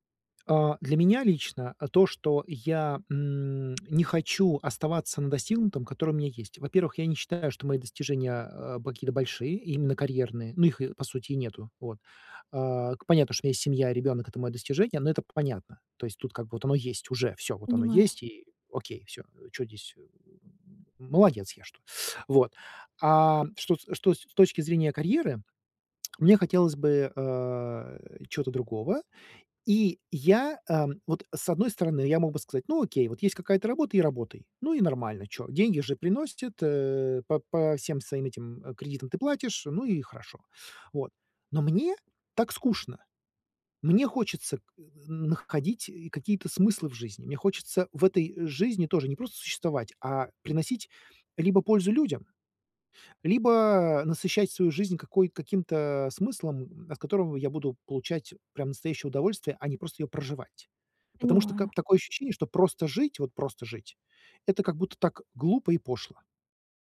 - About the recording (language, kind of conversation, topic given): Russian, advice, Как мне найти смысл жизни после расставания и утраты прежних планов?
- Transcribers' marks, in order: tapping; tsk; teeth sucking; tsk